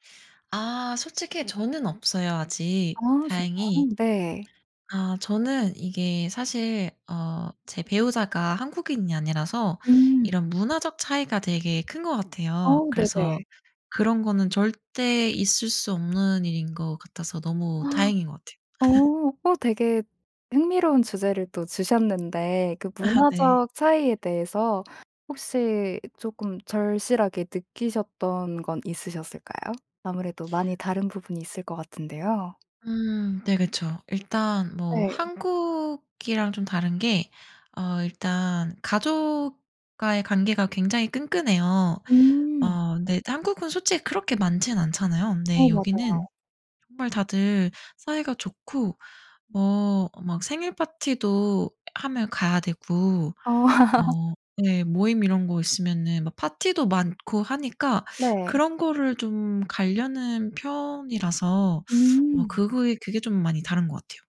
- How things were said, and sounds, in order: other background noise; gasp; laugh; laughing while speaking: "아"; laugh; laugh
- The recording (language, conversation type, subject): Korean, podcast, 시댁과 처가와는 어느 정도 거리를 두는 게 좋을까요?